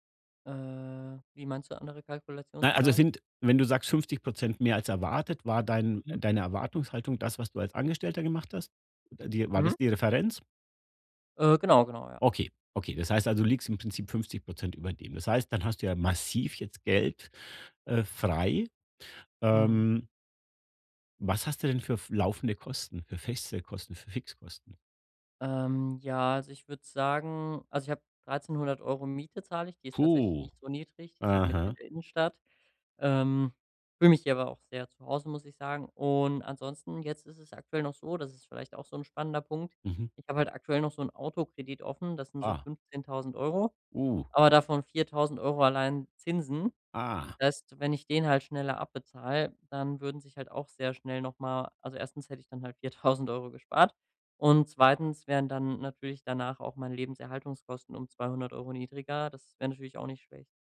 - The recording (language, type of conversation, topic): German, advice, Wie kann ich in der frühen Gründungsphase meine Liquidität und Ausgabenplanung so steuern, dass ich das Risiko gering halte?
- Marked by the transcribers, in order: drawn out: "Äh"; stressed: "massiv"; surprised: "Puh"; surprised: "Uh"; put-on voice: "Ah"; laughing while speaking: "viertausend Euro"